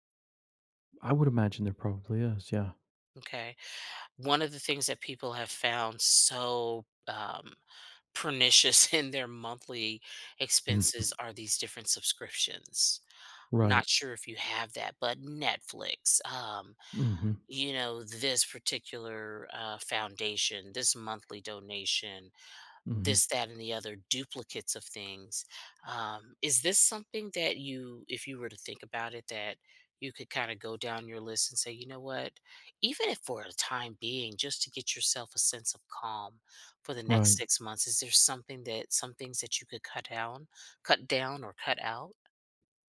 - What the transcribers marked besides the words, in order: laughing while speaking: "in"
- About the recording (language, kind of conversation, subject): English, advice, How can I reduce anxiety about my financial future and start saving?
- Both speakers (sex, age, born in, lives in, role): female, 55-59, United States, United States, advisor; male, 55-59, United States, United States, user